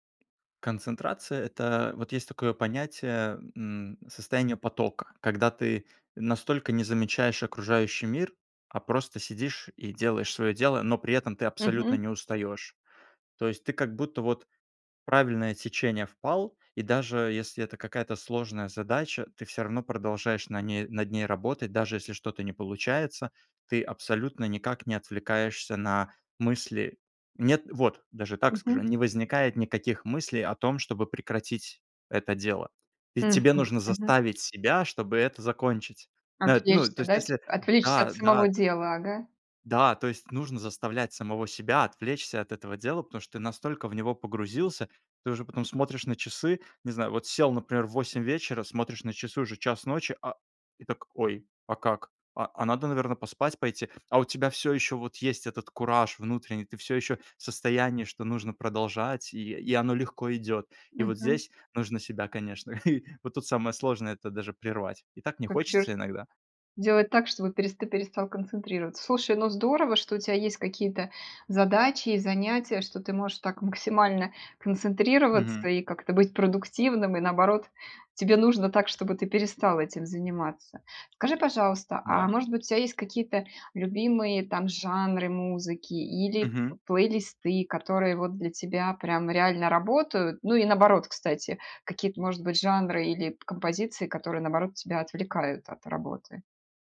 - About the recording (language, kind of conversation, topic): Russian, podcast, Предпочитаешь тишину или музыку, чтобы лучше сосредоточиться?
- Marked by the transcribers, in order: tapping; chuckle; other background noise